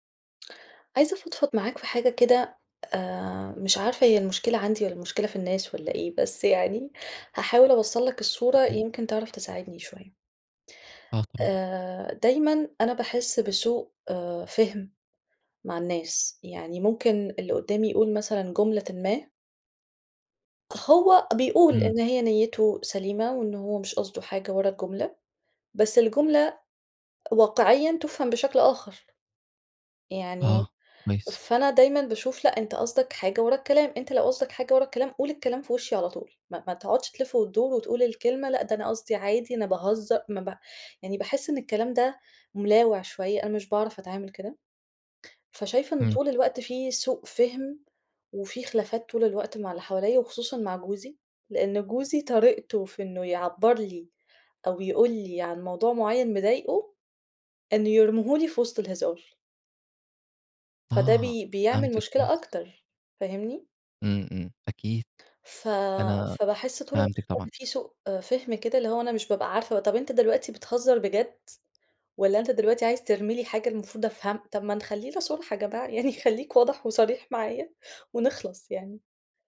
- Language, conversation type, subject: Arabic, advice, ليه بيطلع بينّا خلافات كتير بسبب سوء التواصل وسوء الفهم؟
- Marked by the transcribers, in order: tapping; unintelligible speech; chuckle